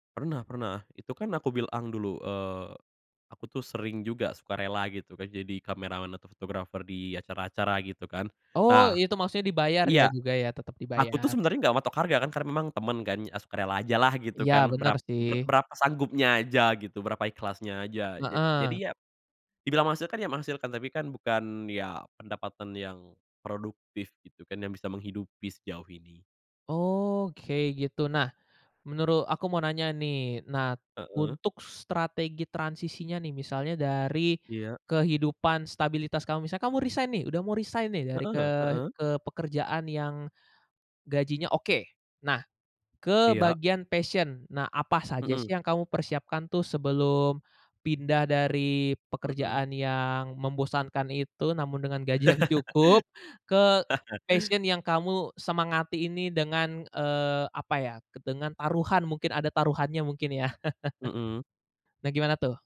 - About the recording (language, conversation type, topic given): Indonesian, podcast, Bagaimana kamu memutuskan antara stabilitas dan mengikuti panggilan hati?
- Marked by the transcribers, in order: in English: "passion"; laugh; in English: "passion"; laugh